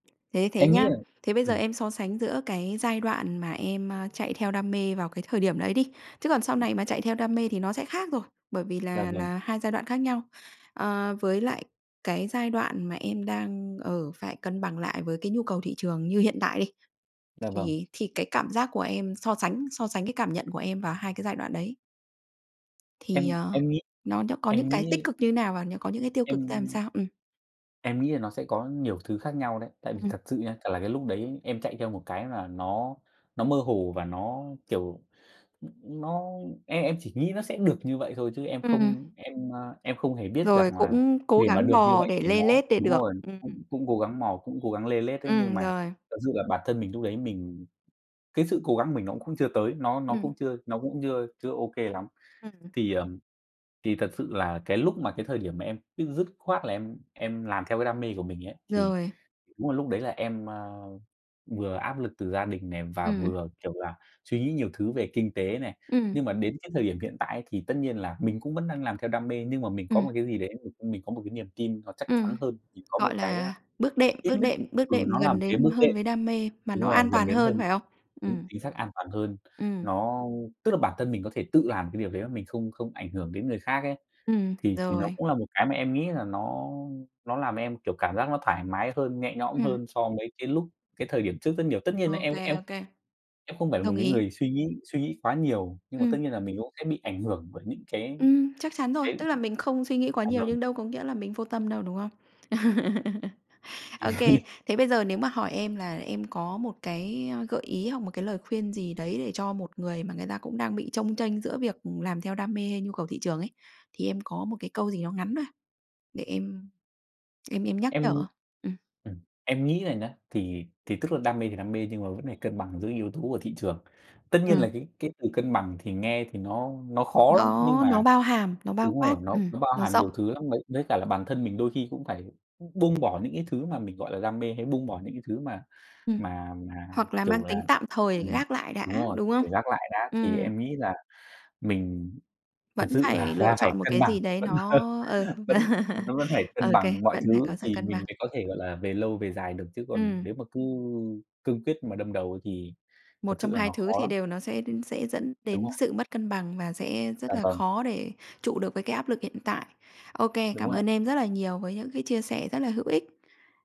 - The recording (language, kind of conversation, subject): Vietnamese, podcast, Bạn cân bằng giữa việc theo đuổi đam mê và đáp ứng nhu cầu thị trường như thế nào?
- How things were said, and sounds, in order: tapping; other background noise; laugh; laughing while speaking: "ờ"; laugh